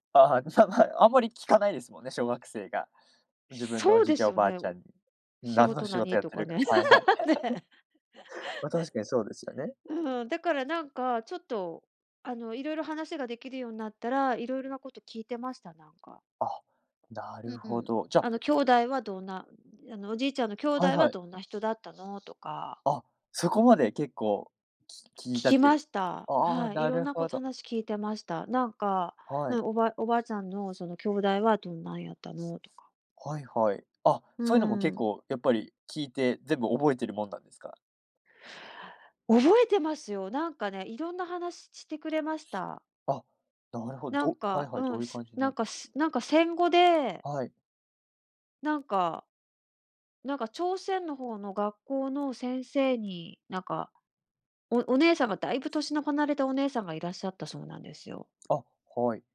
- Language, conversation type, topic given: Japanese, podcast, ご先祖にまつわる面白い話はありますか？
- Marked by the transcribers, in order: laugh; laughing while speaking: "ね"; laugh; other background noise